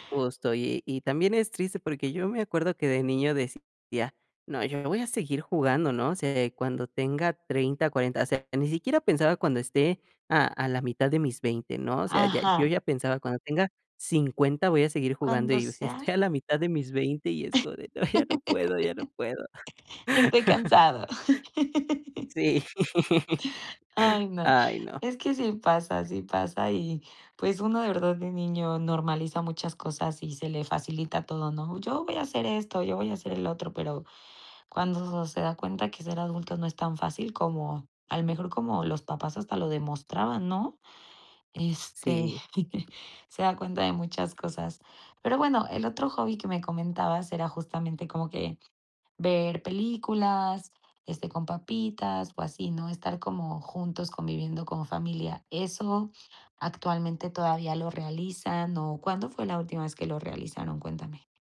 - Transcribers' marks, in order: laughing while speaking: "estoy"; chuckle; chuckle; chuckle
- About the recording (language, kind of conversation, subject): Spanish, podcast, ¿Qué pasatiempo te conectaba con tu familia y por qué?